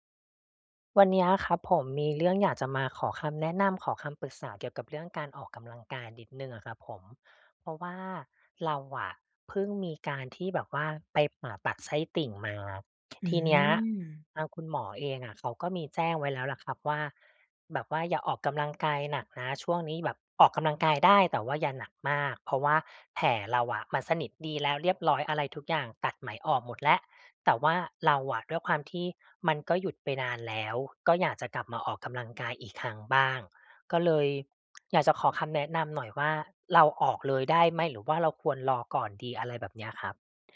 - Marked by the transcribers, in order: none
- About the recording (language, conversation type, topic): Thai, advice, ฉันกลัวว่าจะกลับไปออกกำลังกายอีกครั้งหลังบาดเจ็บเล็กน้อย ควรทำอย่างไรดี?